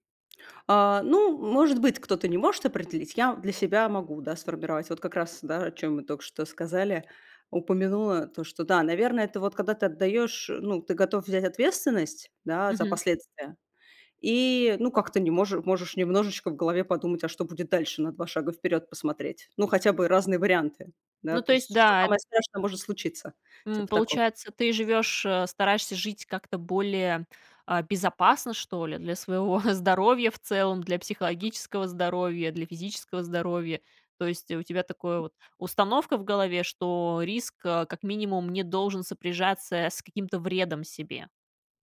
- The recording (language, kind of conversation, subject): Russian, podcast, Как ты отличаешь риск от безрассудства?
- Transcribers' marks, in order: other background noise; laughing while speaking: "своего"; tapping